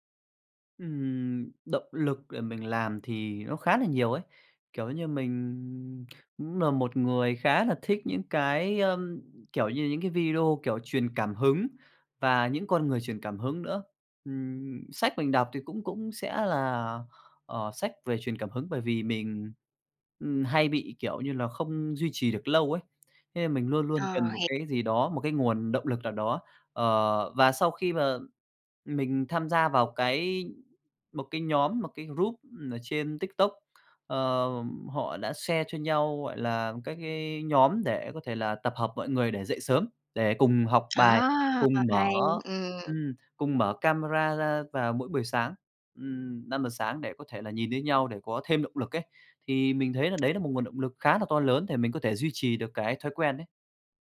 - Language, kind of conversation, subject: Vietnamese, podcast, Bạn làm thế nào để duy trì động lực lâu dài khi muốn thay đổi?
- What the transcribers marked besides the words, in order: tapping; in English: "group"; in English: "share"